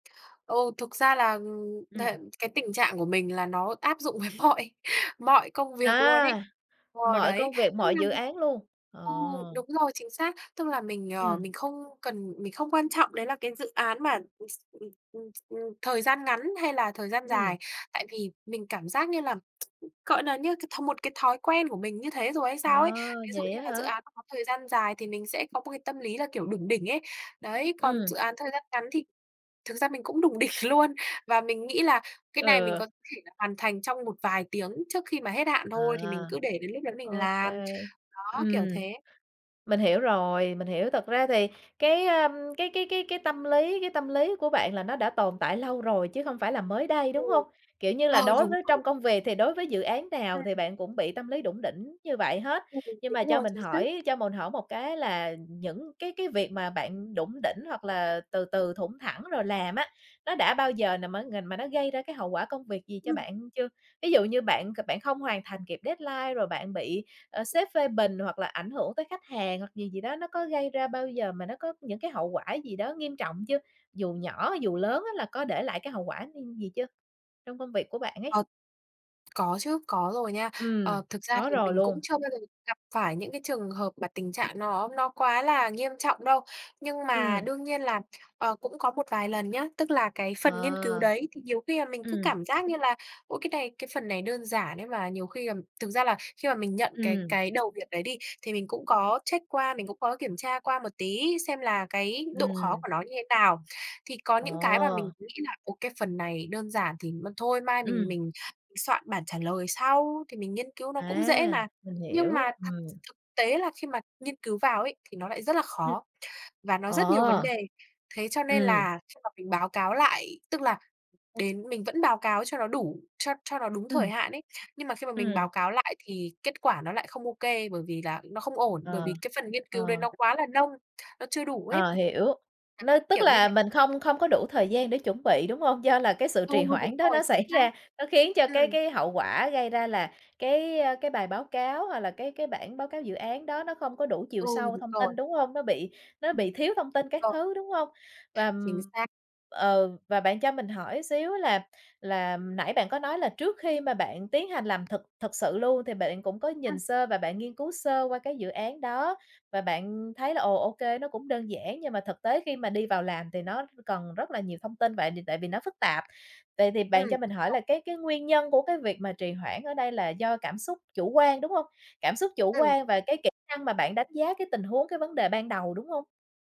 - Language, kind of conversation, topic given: Vietnamese, advice, Làm sao để ngừng trì hoãn công việc quan trọng cho đến sát hạn?
- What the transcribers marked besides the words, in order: laughing while speaking: "với mọi"; unintelligible speech; tsk; laughing while speaking: "đỉnh luôn"; tapping; "mình" said as "mồn"; other background noise; in English: "deadline"; unintelligible speech; unintelligible speech